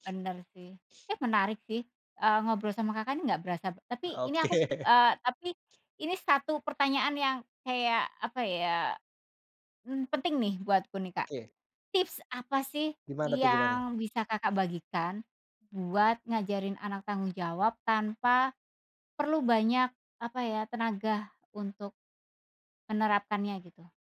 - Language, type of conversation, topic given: Indonesian, podcast, Bagaimana cara mengajarkan anak bertanggung jawab di rumah?
- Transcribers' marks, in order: laughing while speaking: "Oke"; other background noise